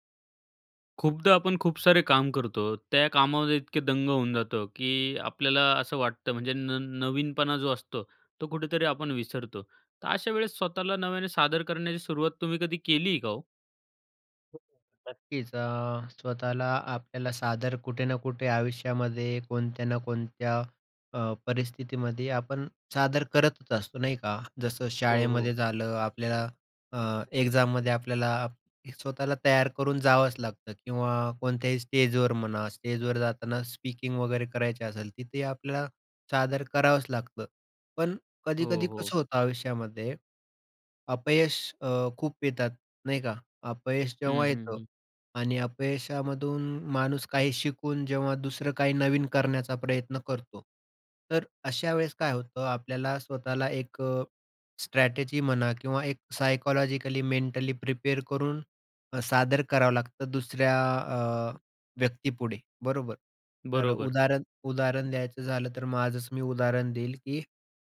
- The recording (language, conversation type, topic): Marathi, podcast, स्वतःला नव्या पद्धतीने मांडायला तुम्ही कुठून आणि कशी सुरुवात करता?
- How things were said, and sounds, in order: unintelligible speech; in English: "स्पीकिंग"; in English: "सायकॉलॉजिकली, मेंटली प्रिपेअर"